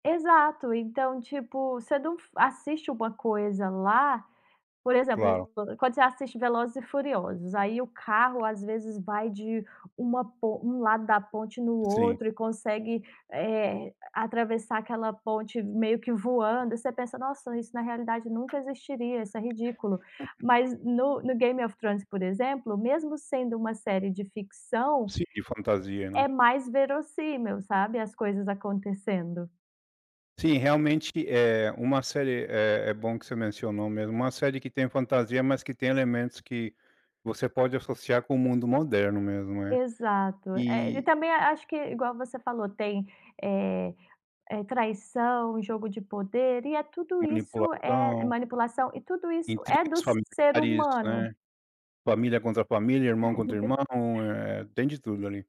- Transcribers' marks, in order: tapping; chuckle; laugh
- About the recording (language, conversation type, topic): Portuguese, podcast, O que faz uma série se tornar viciante, na sua opinião?